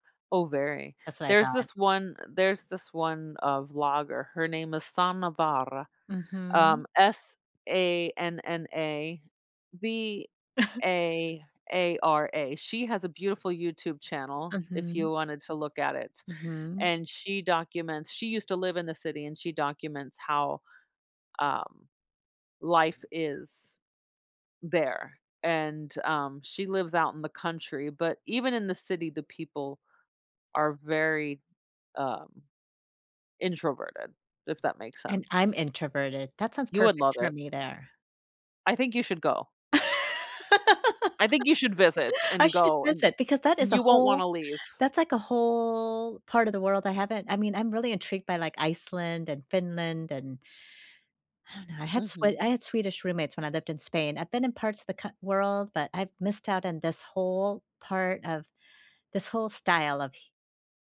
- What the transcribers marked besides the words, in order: put-on voice: "Sanna Vaara"; other background noise; chuckle; laugh; drawn out: "whole"
- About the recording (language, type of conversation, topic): English, unstructured, How do you handle unwritten rules in public spaces so everyone feels comfortable?
- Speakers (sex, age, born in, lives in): female, 40-44, United States, United States; female, 55-59, Vietnam, United States